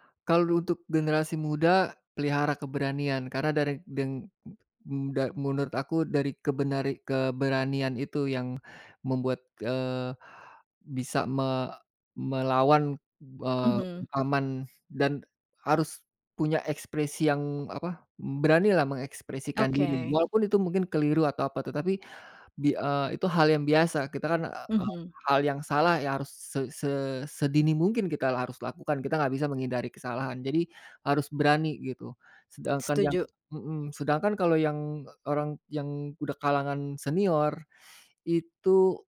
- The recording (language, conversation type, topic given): Indonesian, podcast, Apa yang biasanya membuat generasi muda merasa kurang didengarkan di keluarga?
- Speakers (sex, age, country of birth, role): female, 30-34, Indonesia, host; male, 45-49, Indonesia, guest
- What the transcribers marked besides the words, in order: other background noise